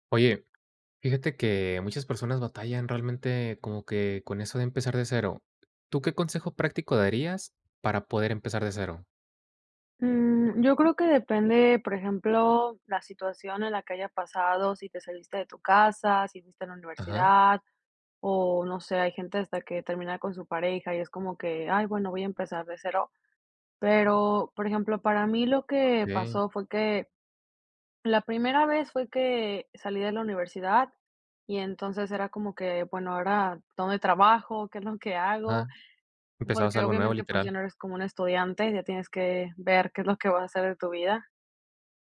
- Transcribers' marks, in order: none
- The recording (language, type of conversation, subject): Spanish, podcast, ¿Qué consejo práctico darías para empezar de cero?
- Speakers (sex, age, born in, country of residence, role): female, 30-34, Mexico, United States, guest; male, 25-29, Mexico, Mexico, host